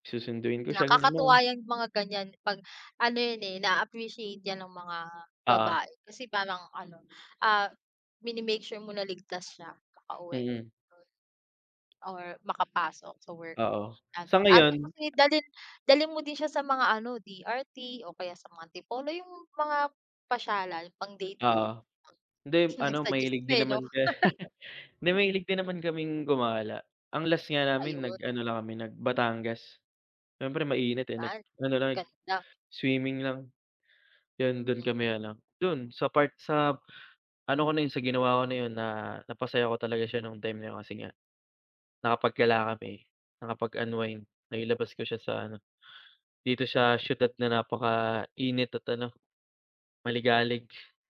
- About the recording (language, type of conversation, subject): Filipino, unstructured, Paano mo ilalarawan ang isang magandang relasyon, at ano ang pinakamahalagang katangian na hinahanap mo sa isang kapareha?
- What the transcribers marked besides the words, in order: laughing while speaking: "Nag-suggest"; chuckle